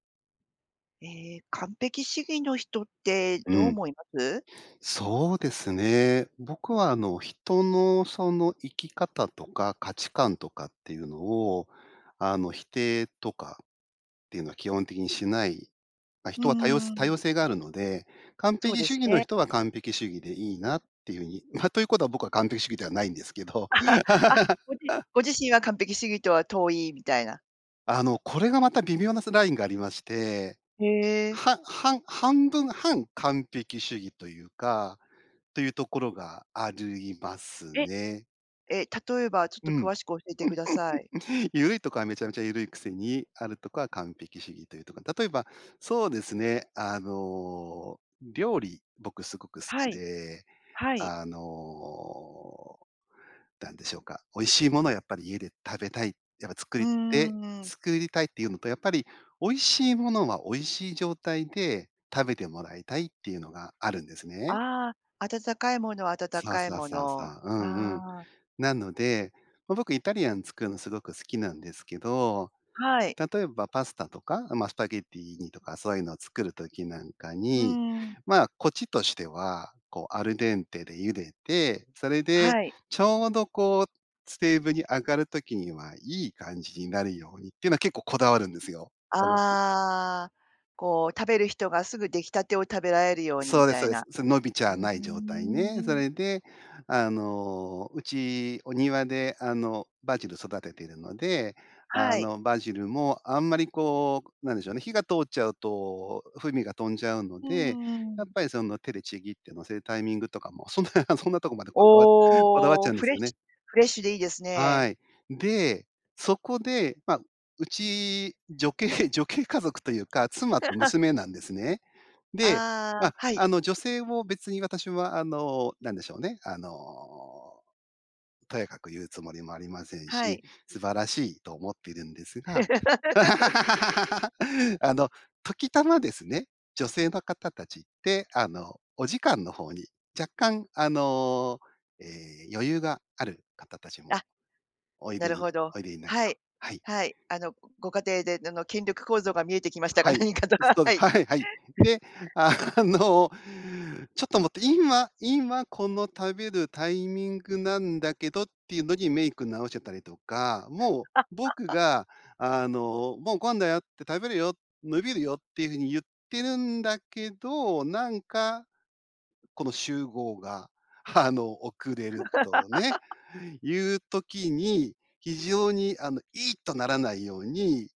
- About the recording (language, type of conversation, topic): Japanese, podcast, 完璧主義とどう付き合っていますか？
- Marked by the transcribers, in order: chuckle; laugh; chuckle; tapping; laughing while speaking: "女系 女系家族"; laugh; laugh; laugh; laughing while speaking: "はい はい"; chuckle; laughing while speaking: "あの"; laugh; laughing while speaking: "あの"; laugh